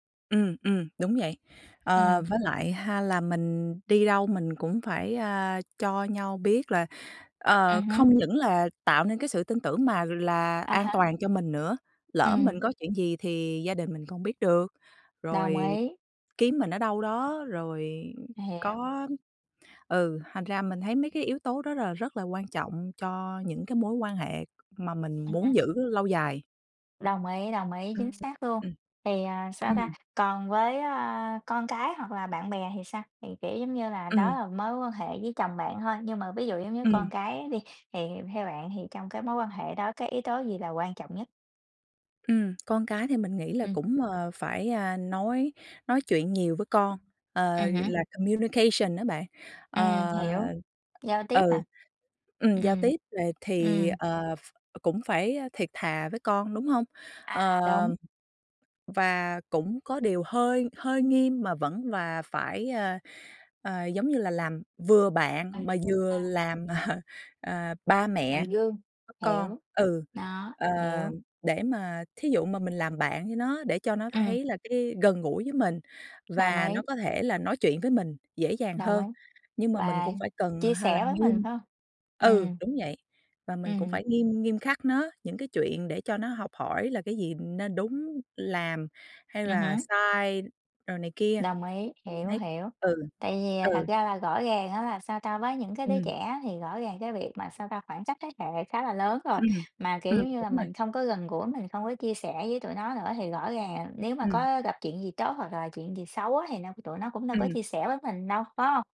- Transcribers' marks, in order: tapping; unintelligible speech; other background noise; in English: "communication"; laugh; unintelligible speech
- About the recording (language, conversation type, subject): Vietnamese, unstructured, Theo bạn, điều gì quan trọng nhất trong một mối quan hệ?